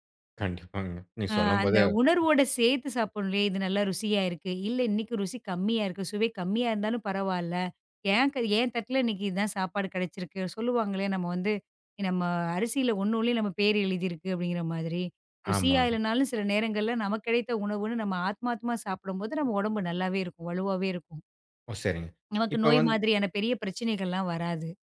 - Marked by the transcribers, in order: none
- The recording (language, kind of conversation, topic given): Tamil, podcast, நிதானமாக சாப்பிடுவதால் கிடைக்கும் மெய்நுணர்வு நன்மைகள் என்ன?